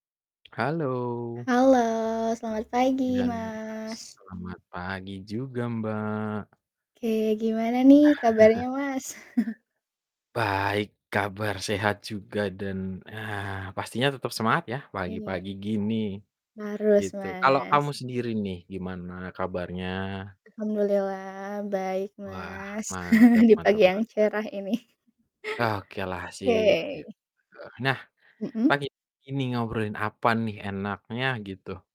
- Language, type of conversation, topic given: Indonesian, unstructured, Apa saja cara sederhana yang bisa kita lakukan untuk mengurangi sampah plastik?
- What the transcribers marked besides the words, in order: distorted speech; tapping; chuckle; chuckle; chuckle